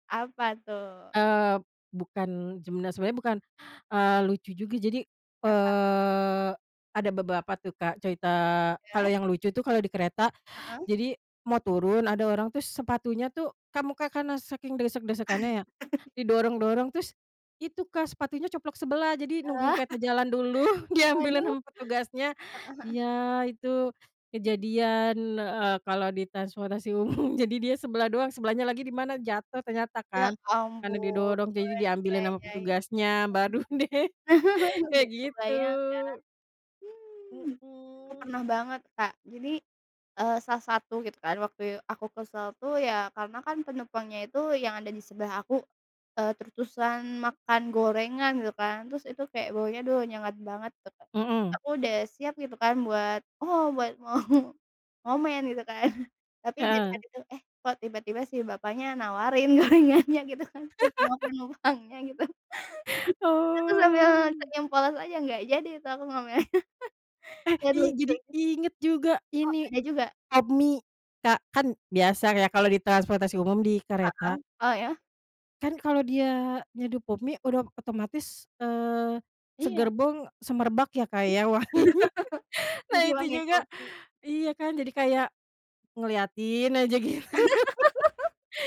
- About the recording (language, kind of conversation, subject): Indonesian, unstructured, Apa hal yang paling membuat kamu kesal saat menggunakan transportasi umum?
- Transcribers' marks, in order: laugh; laugh; laughing while speaking: "umum"; other background noise; unintelligible speech; laugh; laughing while speaking: "deh"; laughing while speaking: "mau"; chuckle; laughing while speaking: "gorengannya gitu kan ke semua penumpangnya gitu"; laugh; chuckle; drawn out: "Oh"; laughing while speaking: "ngomennya"; chuckle; laugh; laughing while speaking: "wanginya"; laugh; laughing while speaking: "gitu"; laugh